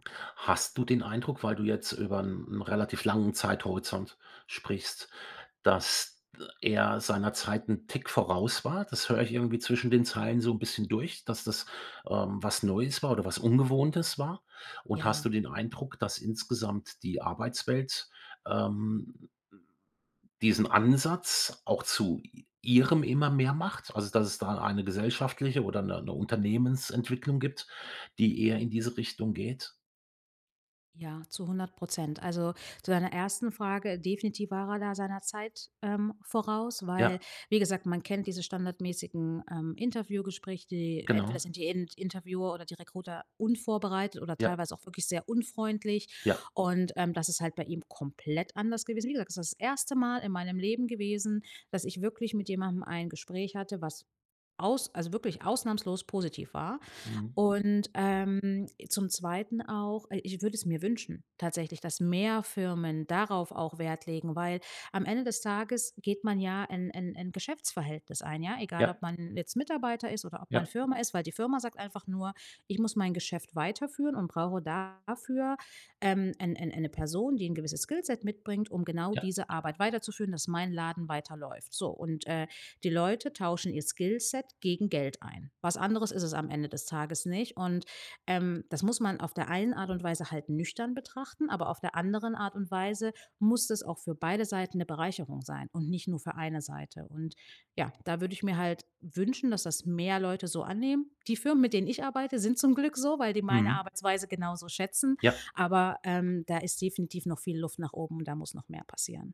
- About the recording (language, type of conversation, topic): German, podcast, Was macht für dich ein starkes Mentorenverhältnis aus?
- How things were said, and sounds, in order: stressed: "komplett"